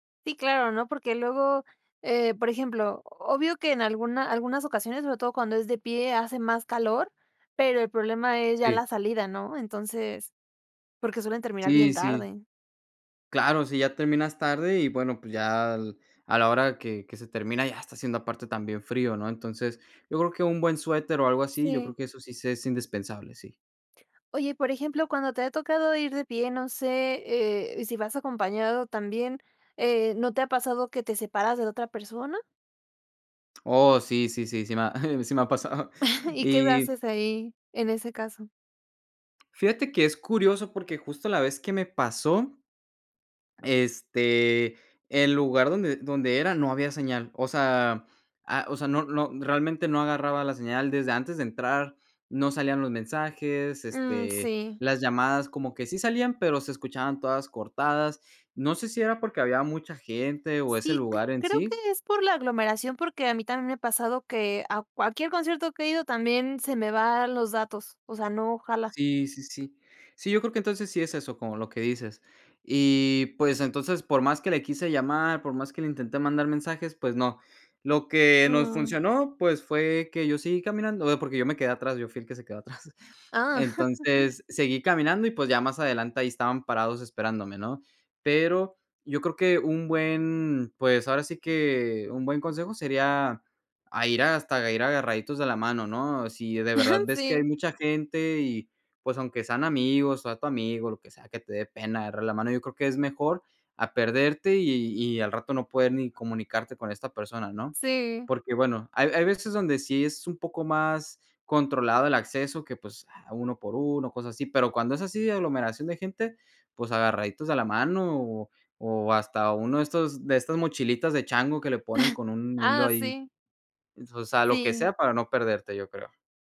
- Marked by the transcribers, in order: laughing while speaking: "sí me ha pasado"; chuckle; chuckle; laughing while speaking: "atrás"; laughing while speaking: "Ajá"; chuckle
- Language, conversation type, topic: Spanish, podcast, ¿Qué consejo le darías a alguien que va a su primer concierto?